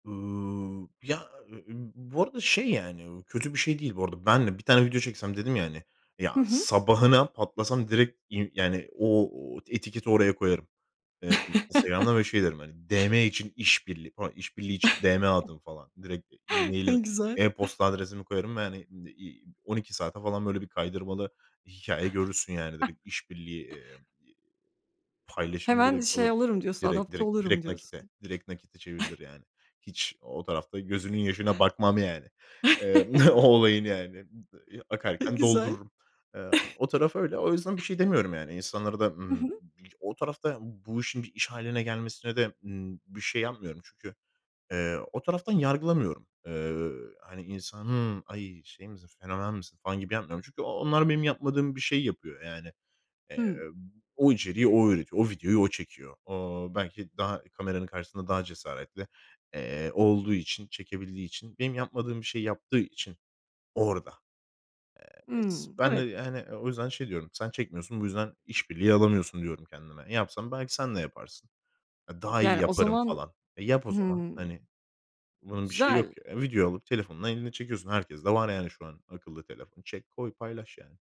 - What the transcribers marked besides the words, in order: chuckle; tapping; chuckle; other background noise; laughing while speaking: "E, güzel"; chuckle; chuckle; laughing while speaking: "o"; chuckle; chuckle
- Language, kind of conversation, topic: Turkish, podcast, Influencer’ların kültürümüz üzerindeki etkisini nasıl değerlendiriyorsun?